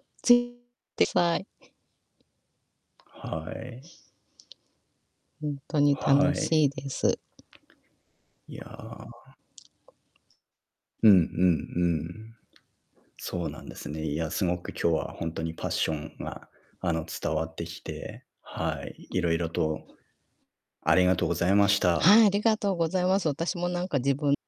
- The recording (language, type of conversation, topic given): Japanese, unstructured, 趣味を始めたきっかけは何ですか？
- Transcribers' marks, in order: distorted speech; tapping